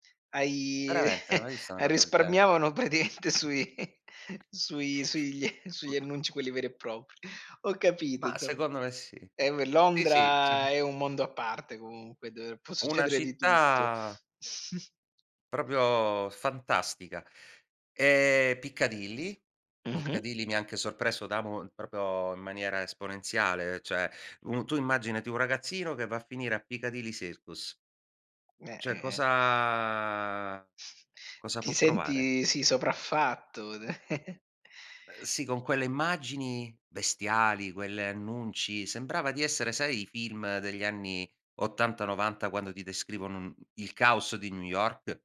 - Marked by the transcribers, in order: chuckle; chuckle; tapping; other noise; chuckle; chuckle; "proprio" said as "propio"; "proprio" said as "propio"; drawn out: "cosa"; chuckle
- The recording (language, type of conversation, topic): Italian, podcast, Quale viaggio ti ha cambiato il modo di vedere le cose e che cosa hai imparato?